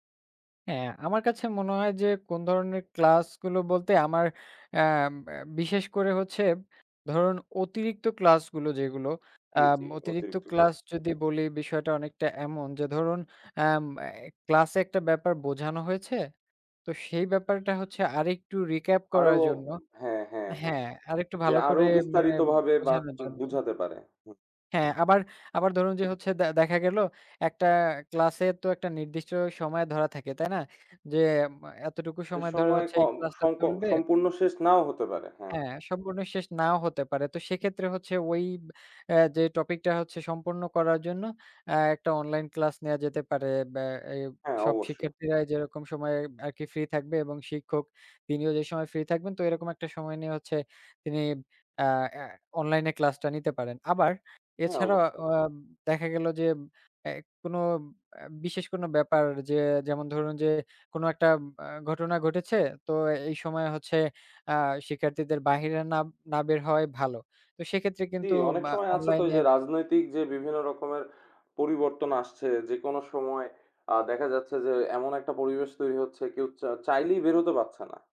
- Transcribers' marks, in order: other background noise; unintelligible speech
- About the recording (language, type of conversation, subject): Bengali, unstructured, অনলাইন ক্লাস কি সরাসরি পড়াশোনার কার্যকর বিকল্প হতে পারে?